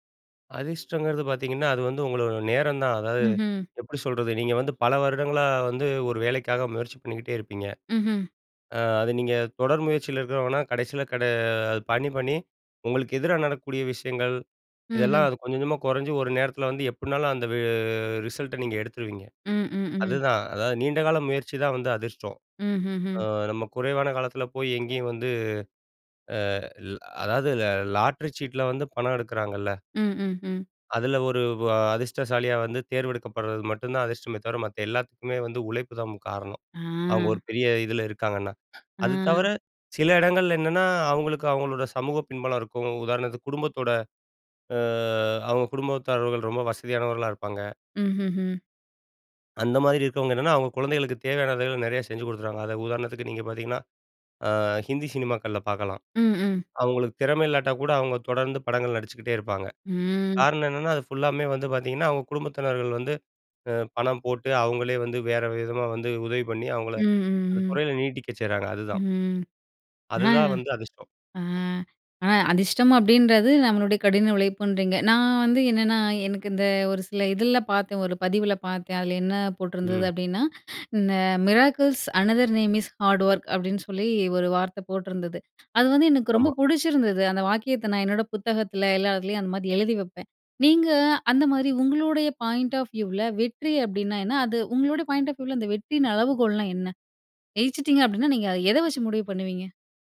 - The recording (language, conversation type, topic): Tamil, podcast, நீங்கள் வெற்றியை எப்படி வரையறுக்கிறீர்கள்?
- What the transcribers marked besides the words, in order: other background noise; trusting: "அது நீங்க தொடர் முயற்சியில இருக்கிறவங்கனா … முயற்சிதான் வந்து அதிர்ஷ்டம்"; drawn out: "வெ"; "தேர்ந்தெடுக்கப்படுறது" said as "தேர்வெடுக்கப்படுறது"; trusting: "மத்த எல்லாத்துக்குமே வந்து உழைப்பு தான் முக் காரணம்"; drawn out: "ஆ"; drawn out: "அ"; "அதாவது" said as "அதா"; drawn out: "ம்"; other noise; in English: "மிராக்கிள்ஸ் அனதர் நேம் இஸ் ஹார்ட் வொர்க்"; anticipating: "நீங்க, அந்த மாதிரி உங்களுடைய பாயிண்ட் … வச்சு முடிவு பண்ணுவீங்க?"; in English: "பாயிண்ட் ஆஃப் வியூவ்ல"; in English: "பாயிண்ட் ஆஃப் வியூல"